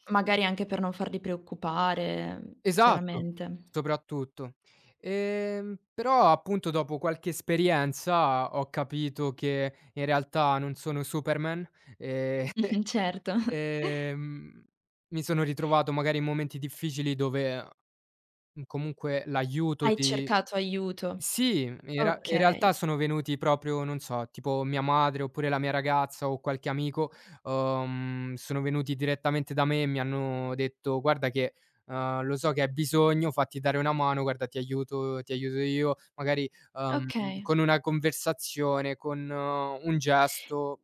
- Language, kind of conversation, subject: Italian, podcast, Come cerchi supporto da amici o dalla famiglia nei momenti difficili?
- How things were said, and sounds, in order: tapping; chuckle; other background noise